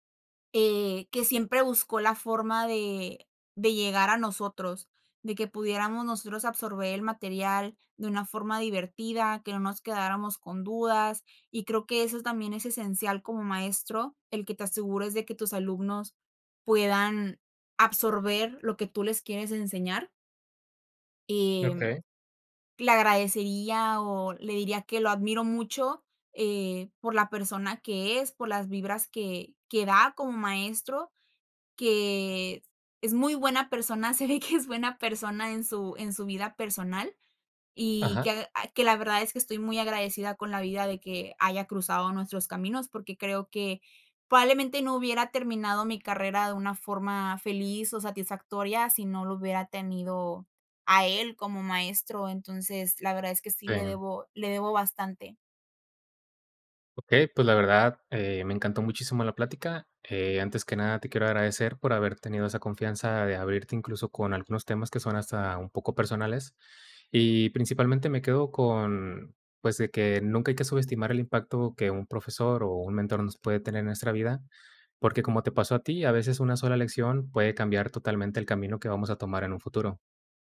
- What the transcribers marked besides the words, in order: laughing while speaking: "se ve que"
- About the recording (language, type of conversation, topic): Spanish, podcast, ¿Qué profesor o profesora te inspiró y por qué?